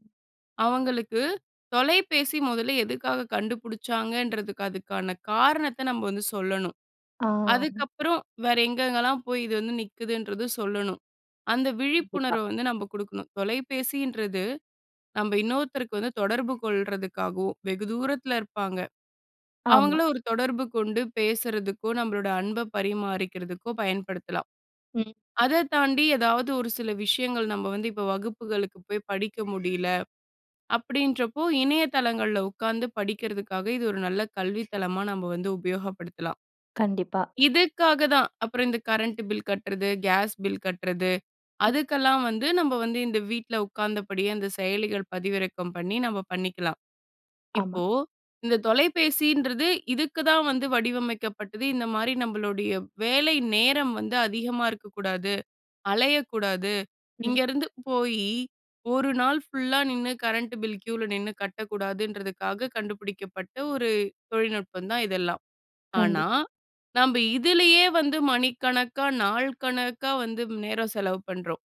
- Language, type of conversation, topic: Tamil, podcast, குழந்தைகளின் திரை நேரத்தை நீங்கள் எப்படி கையாள்கிறீர்கள்?
- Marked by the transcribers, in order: other noise; background speech